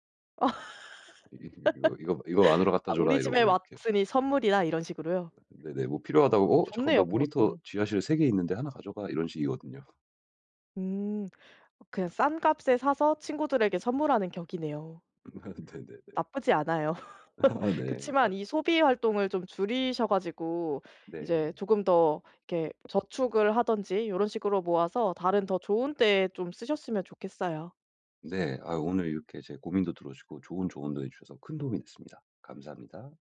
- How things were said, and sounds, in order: laugh; other background noise; tapping; laughing while speaking: "식이거든요"; laugh
- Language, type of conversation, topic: Korean, advice, 소비 유혹을 이겨내고 소비 습관을 개선해 빚을 줄이려면 어떻게 해야 하나요?